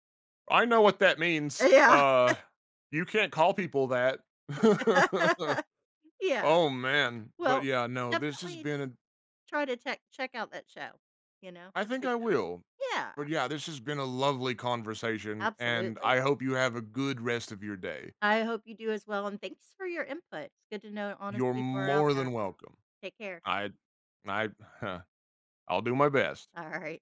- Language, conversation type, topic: English, unstructured, What does honesty mean to you in everyday life?
- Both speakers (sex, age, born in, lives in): female, 50-54, United States, United States; male, 35-39, United States, United States
- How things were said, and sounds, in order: laughing while speaking: "Yeah"; chuckle; laugh; chuckle; stressed: "more"; chuckle; laughing while speaking: "Alright"